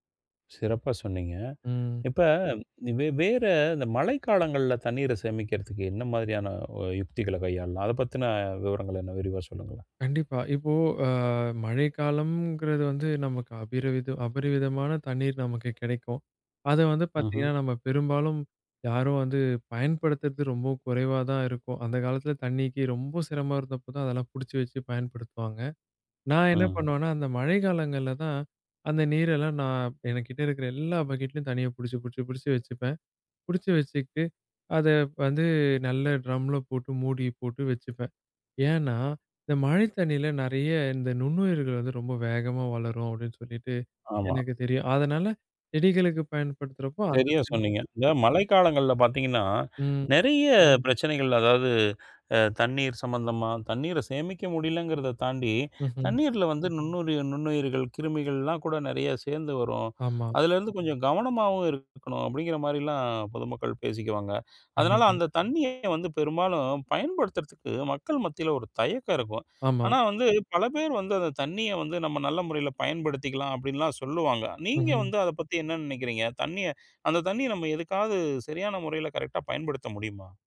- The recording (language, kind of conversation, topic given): Tamil, podcast, தண்ணீர் சேமிப்புக்கு எளிய வழிகள் என்ன?
- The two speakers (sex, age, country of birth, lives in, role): male, 20-24, India, India, guest; male, 40-44, India, India, host
- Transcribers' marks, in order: in English: "பக்கெட்லயும்"; in English: "ட்ரம்ல"; other background noise; in English: "கரெக்டா"